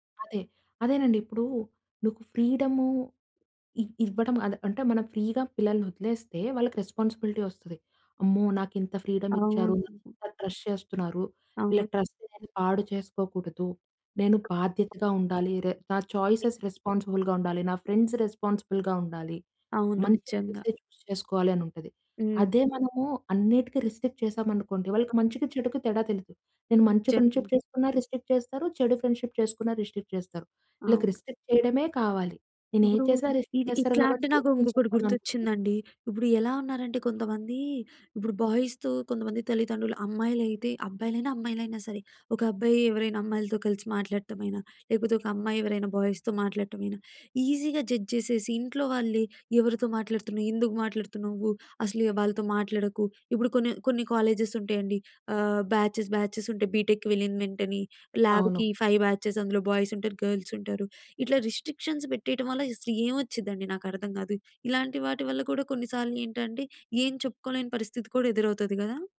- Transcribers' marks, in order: in English: "ఫ్రీ‌గా"; in English: "రెస్పాన్సిబిలిటీ"; in English: "ఫ్రీడమ్"; in English: "ట్రస్ట్"; in English: "ట్రస్ట్"; in English: "చాయిసేస్ రెస్పాన్సిబుల్‌గా"; other background noise; in English: "ఫ్రెండ్స్ రెస్పాన్సిబుల్‌గా"; other noise; in English: "ఫ్రెండ్స్ చూజ్"; in English: "రిస్ట్రిక్ట్"; in English: "ఫ్రెండ్షిప్"; in English: "రిస్ట్రిక్ట్"; in English: "ఫ్రెండ్షిప్"; in English: "రిస్ట్రిక్ట్"; in English: "రిస్ట్రిక్ట్"; in English: "రిస్ట్రిక్ట్"; in English: "బాయ్స్‌తో"; in English: "బాయ్స్‌తో"; in English: "ఈజీగా జడ్జ్"; in English: "కాలేజెస్"; in English: "బ్యాచెస్ బ్యాచెస్"; in English: "ల్యాబ్‌కి ఫైవ్ బ్యాచెస్"; in English: "బాయ్స్"; in English: "గర్ల్స్"; in English: "రిస్ట్రిక్షన్స్"
- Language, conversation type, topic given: Telugu, podcast, మీ ఇంట్లో “నేను నిన్ను ప్రేమిస్తున్నాను” అని చెప్పే అలవాటు ఉందా?